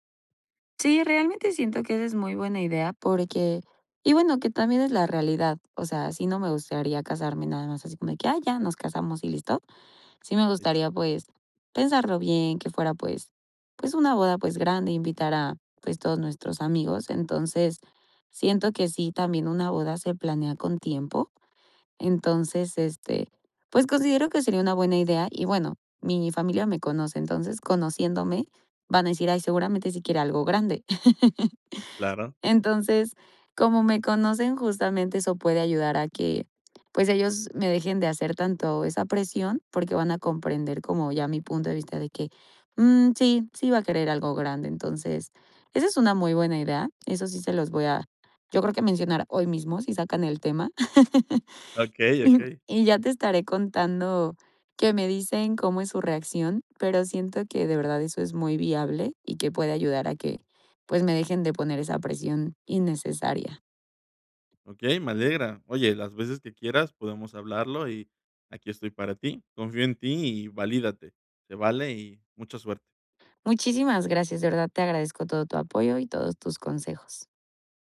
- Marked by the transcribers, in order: laugh; laugh
- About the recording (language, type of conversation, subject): Spanish, advice, ¿Cómo te has sentido ante la presión de tu familia para casarte y formar pareja pronto?